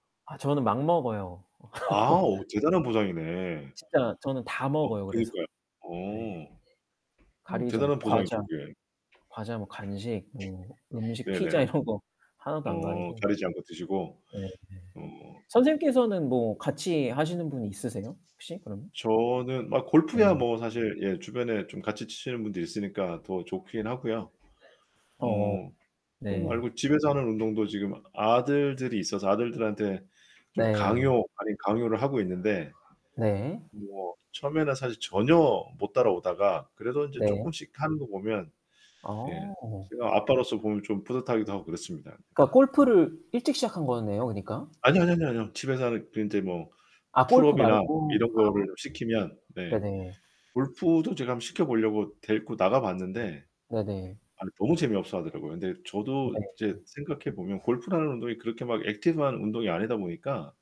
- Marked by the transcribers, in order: laugh; distorted speech; laughing while speaking: "이런 거"; background speech
- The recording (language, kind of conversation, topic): Korean, unstructured, 운동을 시작할 때 가장 어려운 점은 무엇인가요?